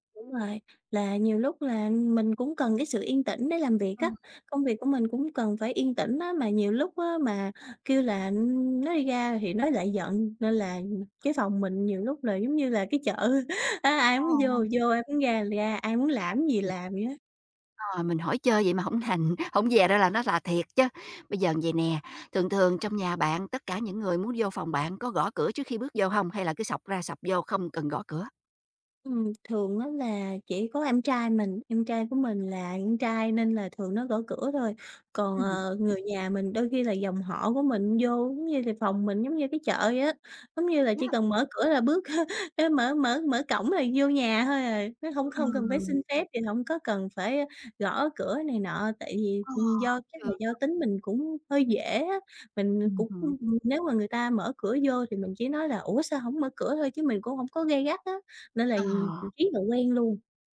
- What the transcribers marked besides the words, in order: laughing while speaking: "chợ á"; tapping; "con" said as "ưn"; chuckle; other background noise; unintelligible speech
- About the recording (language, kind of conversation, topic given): Vietnamese, advice, Làm sao để giữ ranh giới và bảo vệ quyền riêng tư với người thân trong gia đình mở rộng?